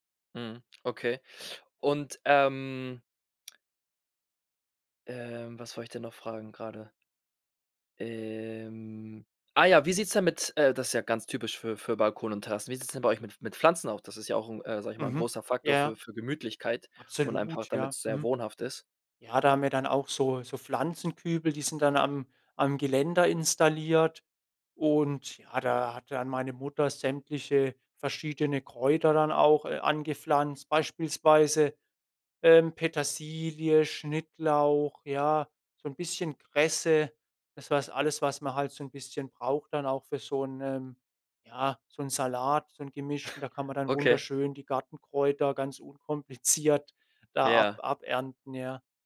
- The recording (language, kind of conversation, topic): German, podcast, Wie machst du deinen Balkon oder deine Fensterbank so richtig gemütlich?
- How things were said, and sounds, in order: other background noise; drawn out: "Ähm"; chuckle; laughing while speaking: "unkompliziert"